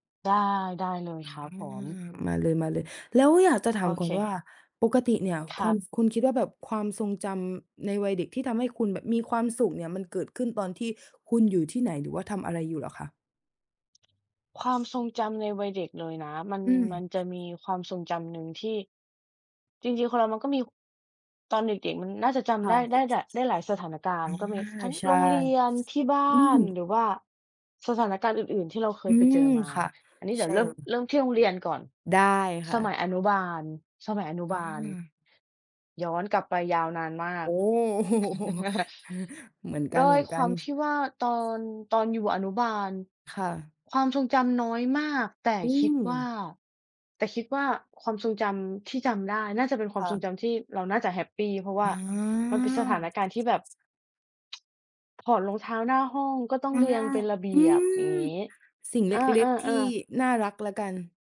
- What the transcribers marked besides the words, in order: other background noise; laughing while speaking: "โอ้"; chuckle; tsk
- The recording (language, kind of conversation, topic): Thai, unstructured, คุณจำความทรงจำวัยเด็กที่ทำให้คุณยิ้มได้ไหม?